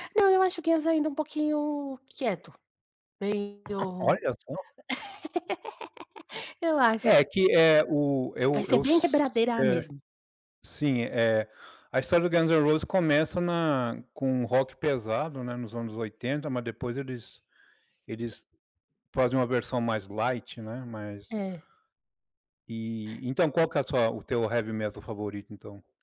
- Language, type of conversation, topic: Portuguese, podcast, Como as músicas mudam o seu humor ao longo do dia?
- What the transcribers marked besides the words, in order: chuckle; tapping; laugh; in English: "rock"; in English: "light"; in English: "heavy metal"